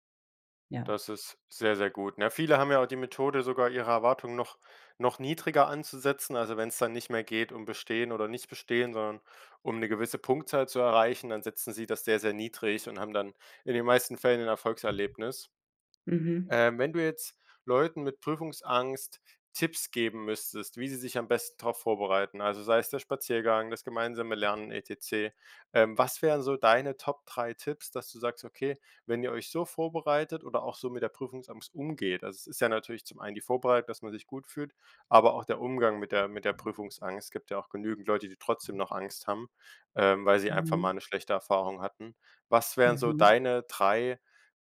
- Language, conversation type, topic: German, podcast, Wie gehst du persönlich mit Prüfungsangst um?
- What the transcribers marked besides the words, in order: other background noise; "Prüfungsangst" said as "Prüfungsamst"